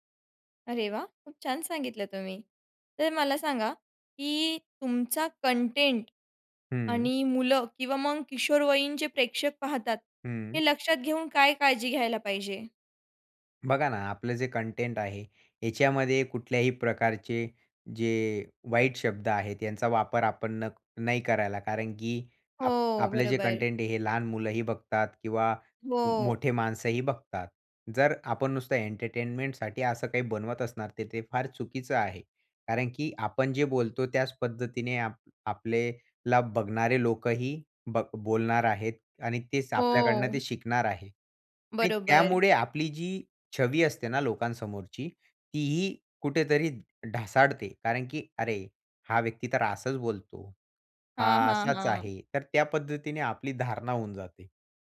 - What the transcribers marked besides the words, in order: tapping
- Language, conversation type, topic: Marathi, podcast, इन्फ्लुएन्सर्सकडे त्यांच्या कंटेंटबाबत कितपत जबाबदारी असावी असं तुम्हाला वाटतं?